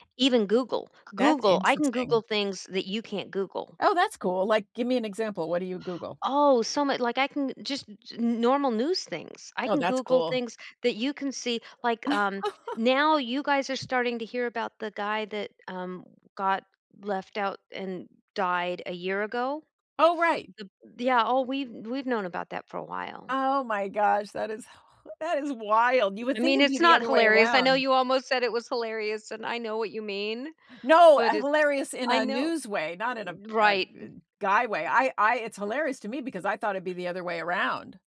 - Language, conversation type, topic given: English, unstructured, How does diversity shape the place where you live?
- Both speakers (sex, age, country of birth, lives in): female, 55-59, United States, United States; female, 65-69, United States, United States
- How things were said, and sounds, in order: other background noise; laugh; tapping